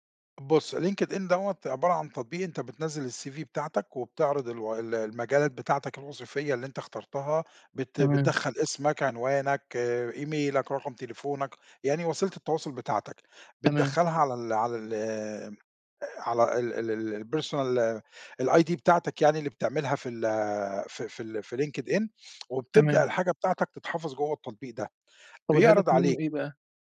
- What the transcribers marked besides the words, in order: in English: "الCV"; in English: "إيميلك"; in English: "الpersonal الID"
- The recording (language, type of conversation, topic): Arabic, podcast, ازاي تبني شبكة علاقات مهنية قوية؟